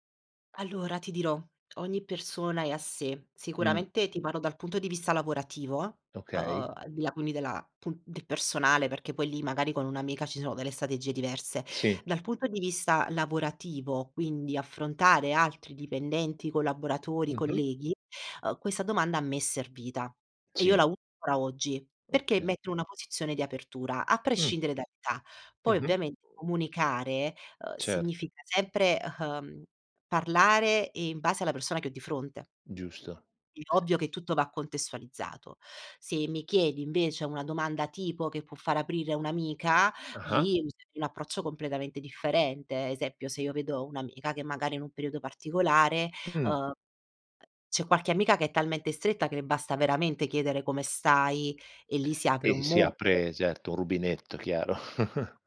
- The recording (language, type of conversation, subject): Italian, podcast, Come fai a porre domande che aiutino gli altri ad aprirsi?
- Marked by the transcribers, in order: other background noise; chuckle